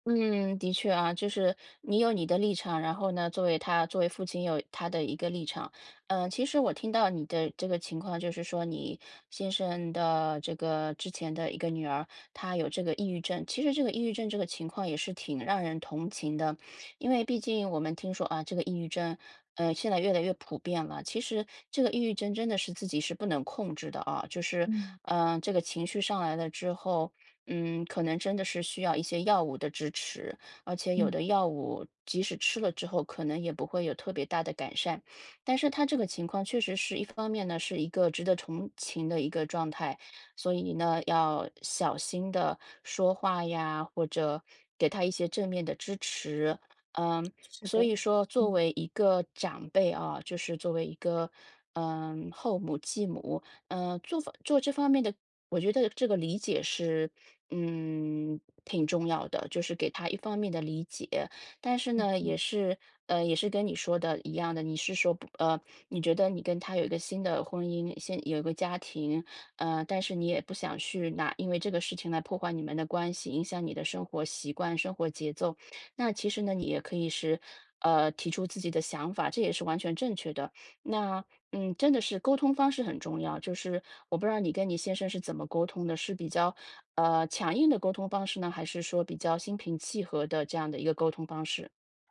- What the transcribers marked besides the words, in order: "同情" said as "虫情"; other background noise
- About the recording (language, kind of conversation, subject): Chinese, advice, 当家庭成员搬回家住而引发生活习惯冲突时，我该如何沟通并制定相处规则？